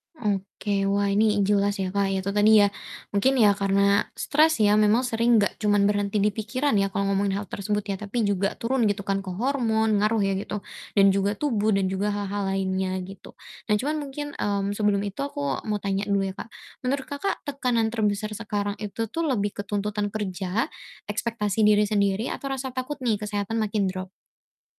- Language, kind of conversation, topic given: Indonesian, advice, Bagaimana saya bisa memasukkan perawatan diri untuk kesehatan mental ke dalam rutinitas harian saya?
- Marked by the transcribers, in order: static